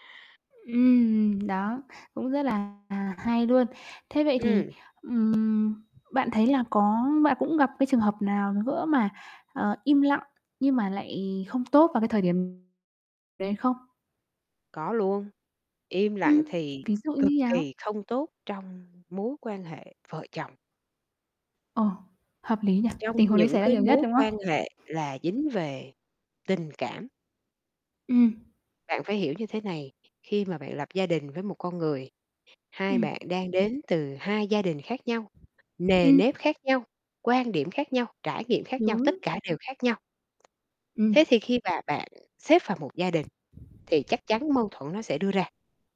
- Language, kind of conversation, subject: Vietnamese, podcast, Theo bạn, có khi nào im lặng lại là điều tốt không?
- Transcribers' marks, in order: distorted speech; tapping; other background noise